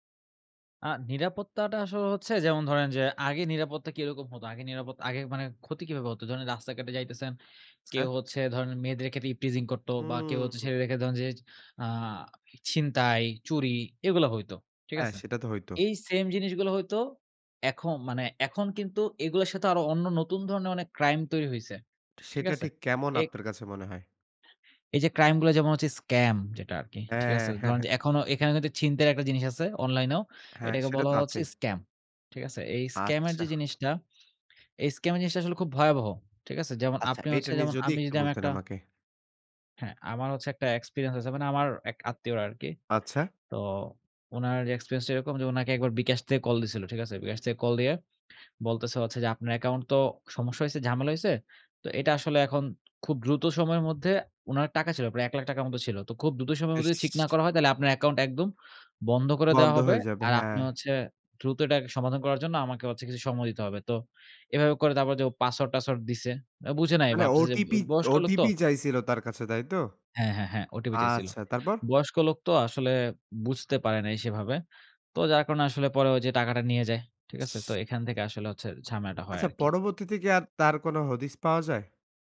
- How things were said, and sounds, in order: "আচ্ছা" said as "চ্ছা"; "ক্ষেত্রে" said as "খেতে"; other background noise
- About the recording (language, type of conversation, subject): Bengali, podcast, নিরাপত্তা বজায় রেখে অনলাইন উপস্থিতি বাড়াবেন কীভাবে?